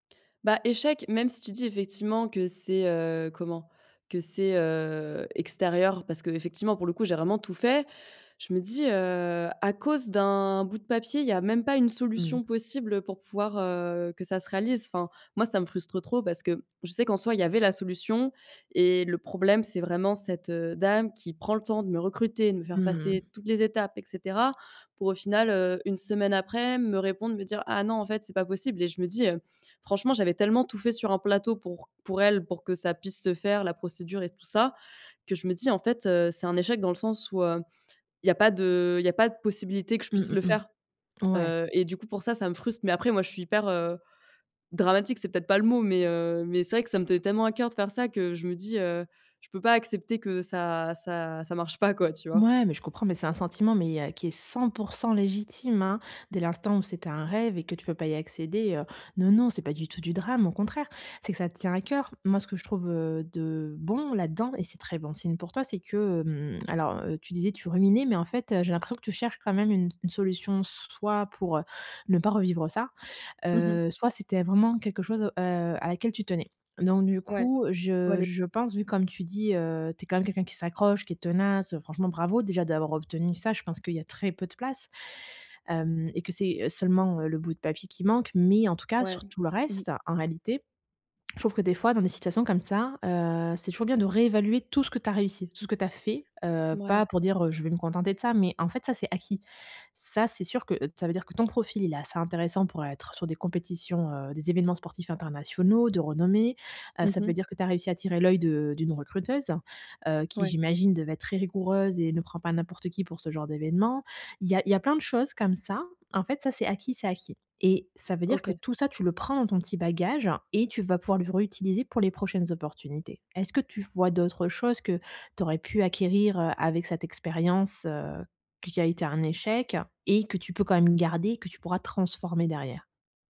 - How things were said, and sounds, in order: tapping; other background noise
- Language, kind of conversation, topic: French, advice, Comment accepter l’échec sans se décourager et en tirer des leçons utiles ?